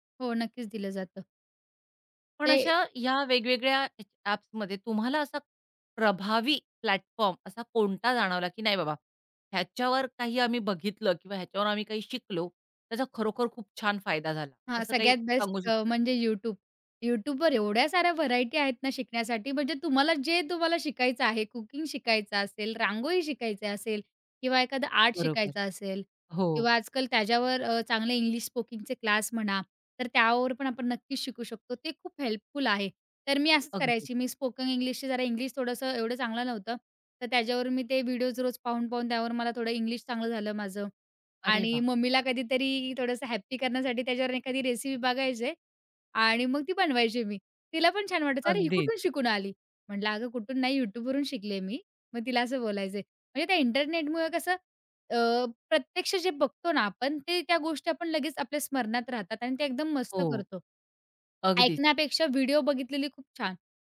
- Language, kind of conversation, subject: Marathi, podcast, इंटरनेटमुळे तुमच्या शिकण्याच्या पद्धतीत काही बदल झाला आहे का?
- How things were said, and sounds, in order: unintelligible speech; in English: "प्लॅटफॉर्म"; tapping